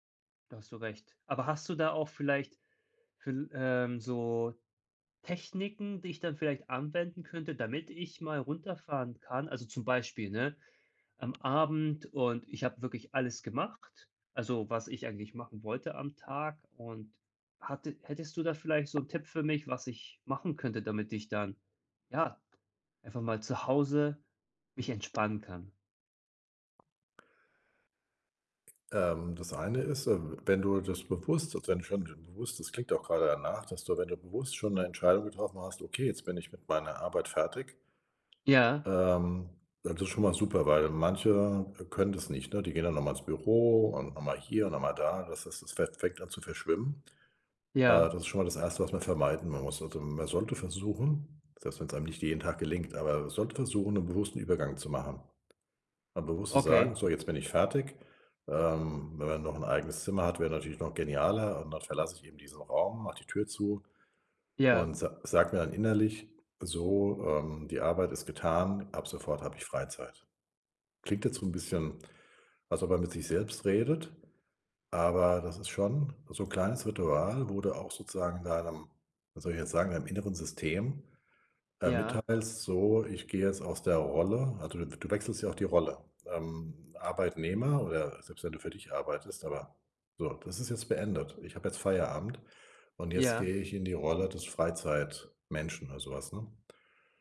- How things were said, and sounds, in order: tapping; other background noise
- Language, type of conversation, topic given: German, advice, Wie kann ich zu Hause endlich richtig zur Ruhe kommen und entspannen?